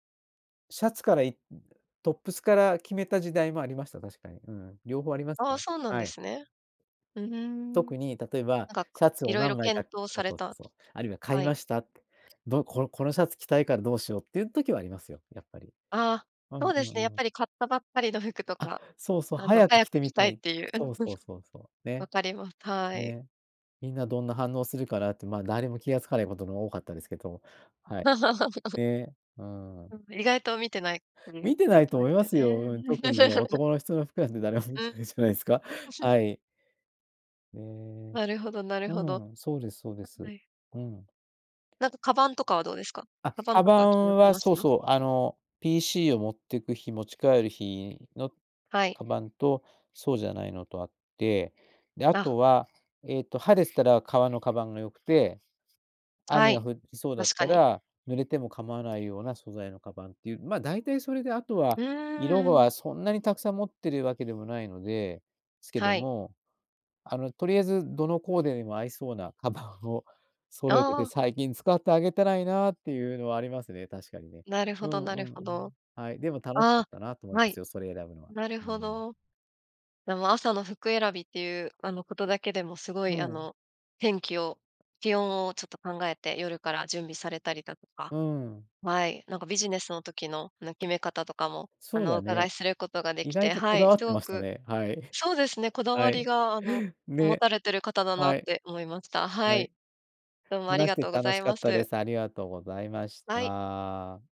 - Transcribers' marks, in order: other noise; laugh; laugh; chuckle; unintelligible speech; tapping; other background noise
- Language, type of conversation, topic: Japanese, podcast, 朝の服選びは、どうやって決めていますか？